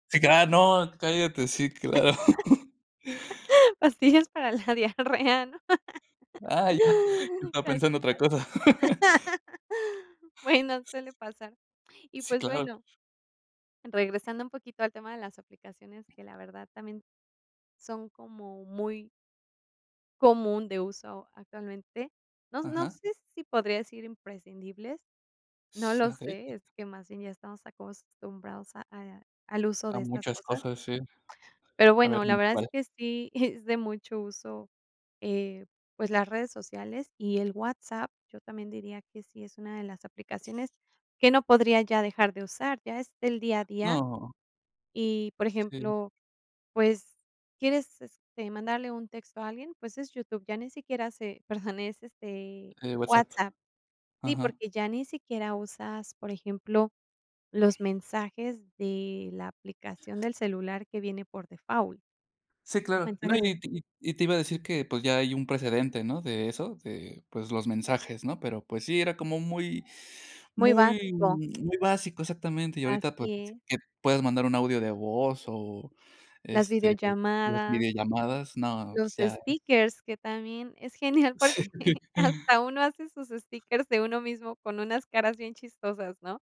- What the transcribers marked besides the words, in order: chuckle; laughing while speaking: "para la diarrea, ¿no?"; chuckle; other noise; tapping; other background noise; chuckle; laughing while speaking: "porque"; laughing while speaking: "Sí"; chuckle
- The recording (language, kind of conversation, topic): Spanish, podcast, ¿Cuál es una aplicación que no puedes dejar de usar y por qué?